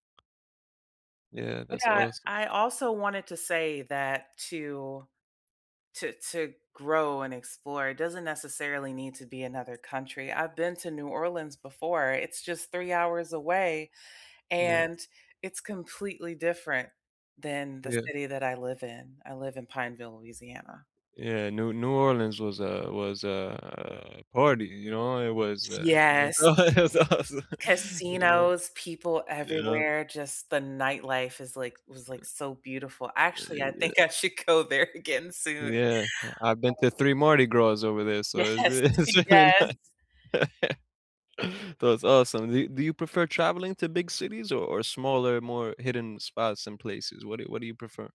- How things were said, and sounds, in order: other background noise; tapping; unintelligible speech; laugh; laughing while speaking: "it was awesome"; laughing while speaking: "I should go there again"; laughing while speaking: "Yes, yes!"; laughing while speaking: "real it's really ni"; laugh
- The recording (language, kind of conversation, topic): English, unstructured, What is the most surprising place you have ever visited?
- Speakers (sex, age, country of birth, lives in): female, 35-39, United States, United States; male, 30-34, United States, United States